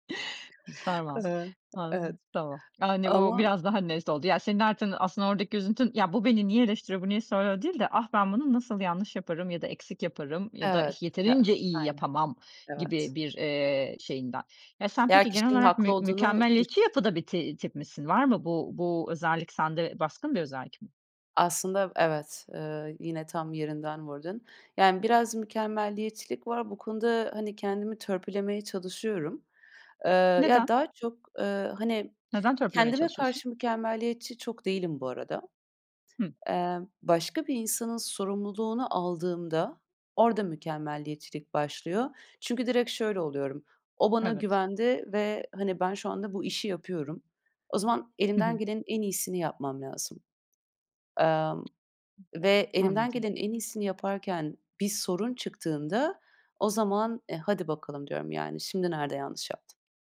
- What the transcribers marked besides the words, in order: unintelligible speech; other noise; other background noise; "net" said as "nest"; tapping
- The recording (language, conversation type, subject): Turkish, podcast, Eleştiriyi kafana taktığında ne yaparsın?